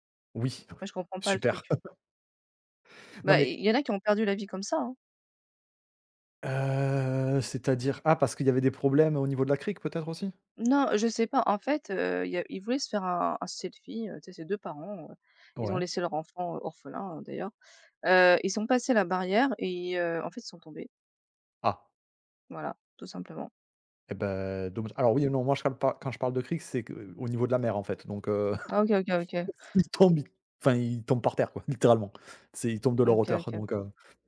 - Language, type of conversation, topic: French, unstructured, Penses-tu que le tourisme détruit l’environnement local ?
- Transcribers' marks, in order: laugh; drawn out: "Heu"; chuckle; laughing while speaking: "ils tombent"